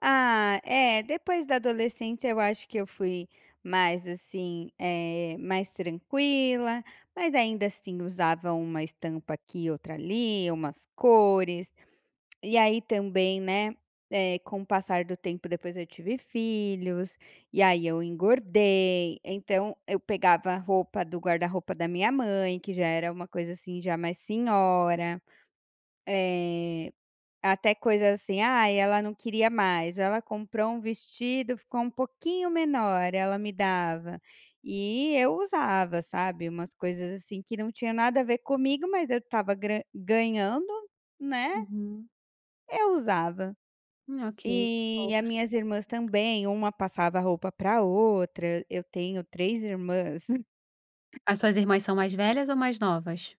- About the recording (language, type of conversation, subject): Portuguese, podcast, Me conta como seu estilo mudou ao longo dos anos?
- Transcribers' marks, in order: tapping; giggle